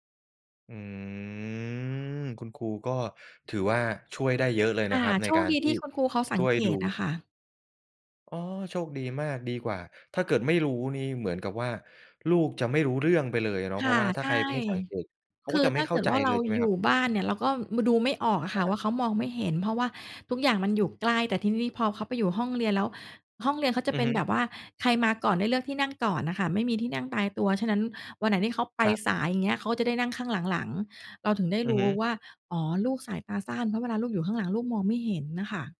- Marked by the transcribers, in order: drawn out: "อืม"
- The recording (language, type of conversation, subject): Thai, podcast, จะจัดการเวลาใช้หน้าจอของเด็กให้สมดุลได้อย่างไร?